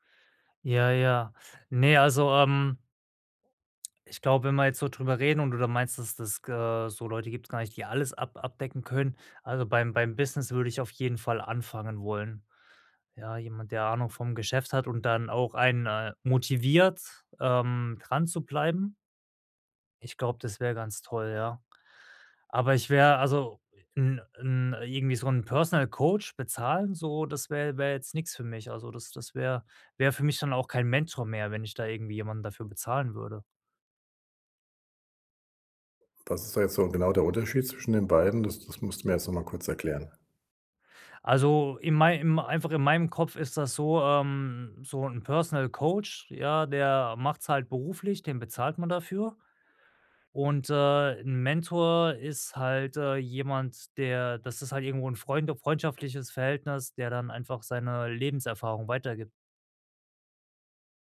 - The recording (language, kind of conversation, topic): German, advice, Wie finde ich eine Mentorin oder einen Mentor und nutze ihre oder seine Unterstützung am besten?
- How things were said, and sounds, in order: none